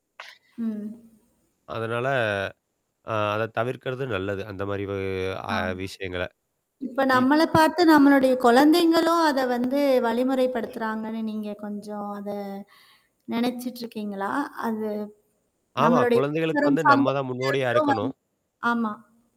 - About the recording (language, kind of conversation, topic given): Tamil, podcast, பிளாஸ்டிக் இல்லாத வாழ்க்கையைத் தொடங்க முதலில் எங்கிருந்து ஆரம்பிக்க வேண்டும்?
- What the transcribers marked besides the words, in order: unintelligible speech; static